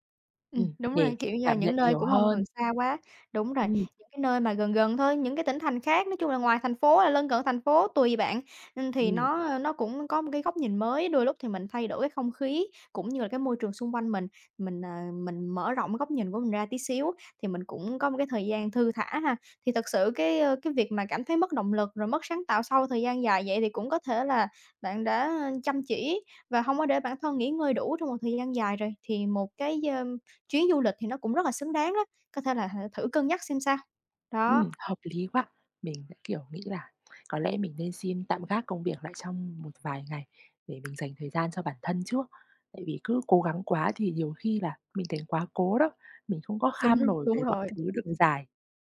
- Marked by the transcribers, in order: other background noise; tapping
- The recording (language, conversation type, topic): Vietnamese, advice, Làm thế nào để vượt qua tình trạng kiệt sức và mất động lực sáng tạo sau thời gian làm việc dài?